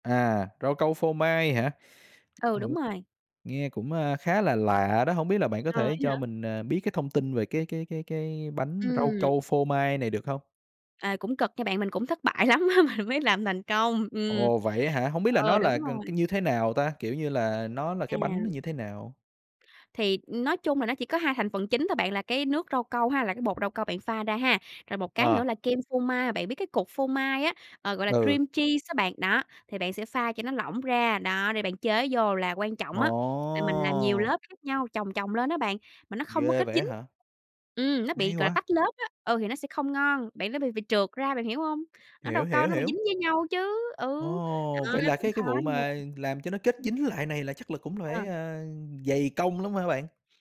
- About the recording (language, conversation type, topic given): Vietnamese, podcast, Bạn có thể kể về một lần nấu ăn thất bại và bạn đã học được điều gì từ đó không?
- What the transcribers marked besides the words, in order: tapping; laughing while speaking: "lắm á mình"; other background noise; in English: "cream cheese"; drawn out: "Ồ!"